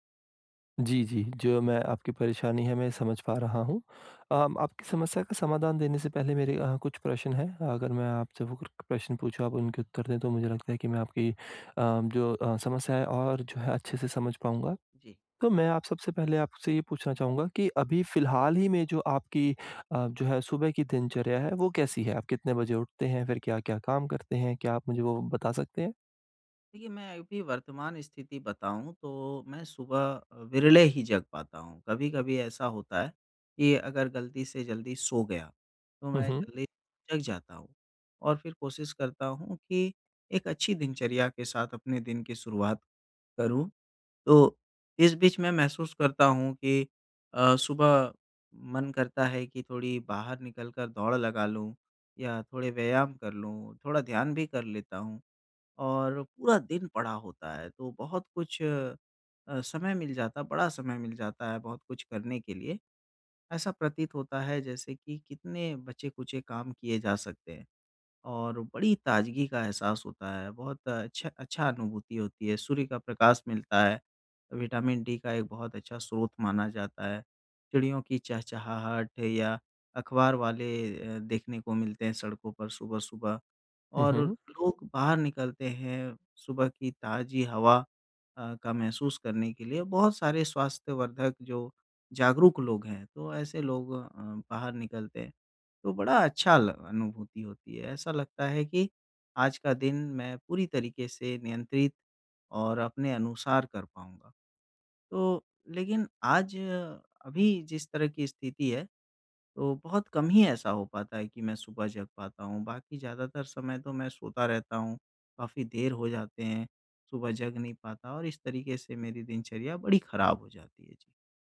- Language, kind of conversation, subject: Hindi, advice, नियमित सुबह की दिनचर्या कैसे स्थापित करें?
- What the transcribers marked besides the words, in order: tapping